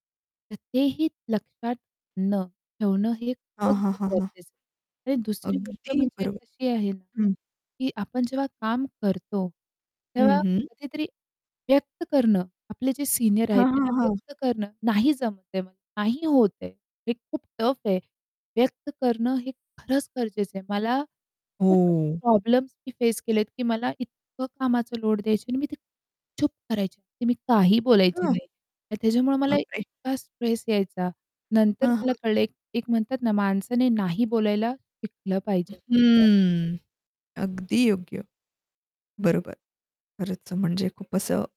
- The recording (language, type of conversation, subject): Marathi, podcast, कामामुळे उदास वाटू लागल्यावर तुम्ही लगेच कोणती साधी गोष्ट करता?
- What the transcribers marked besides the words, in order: distorted speech; static